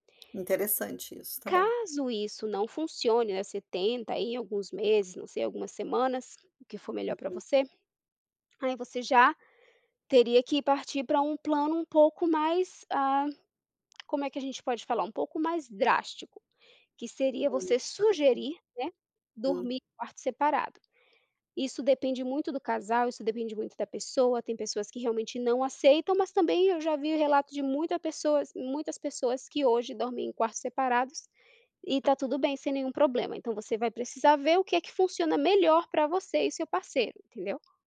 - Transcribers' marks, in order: tapping; lip smack; unintelligible speech
- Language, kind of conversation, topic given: Portuguese, advice, Como posso lidar com o ronco do meu parceiro que interrompe meu sono com frequência?